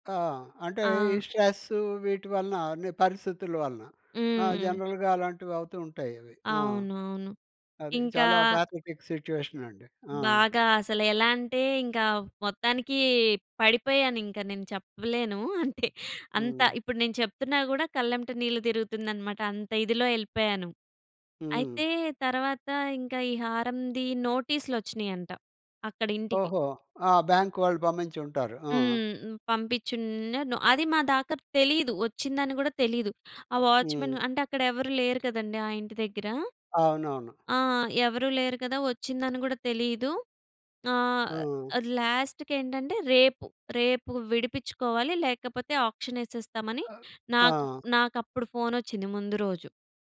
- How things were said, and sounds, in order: in English: "స్ట్రెస్"; other background noise; in English: "జనరల్‌గా"; in English: "పాథటిక్ సిట్యుయేషన్"; giggle; in English: "వాచ్‌మెన్"; other noise; in English: "లాస్ట్‌కి"; in English: "ఆక్షన్"
- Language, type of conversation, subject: Telugu, podcast, ఎవరైనా మీకు చేసిన చిన్న దయ ఇప్పటికీ గుర్తుండిపోయిందా?